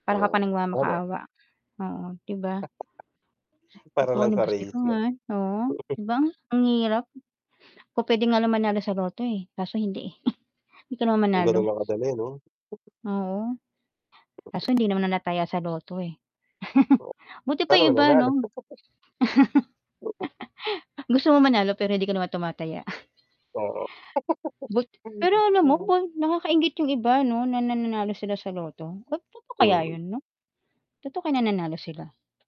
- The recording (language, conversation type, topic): Filipino, unstructured, Ano ang pinakamalaking saya na naibigay ng pera sa buhay mo?
- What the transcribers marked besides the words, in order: distorted speech; chuckle; unintelligible speech; chuckle; snort; chuckle; static; tapping; other background noise; chuckle; laugh; chuckle; chuckle; laugh; mechanical hum; unintelligible speech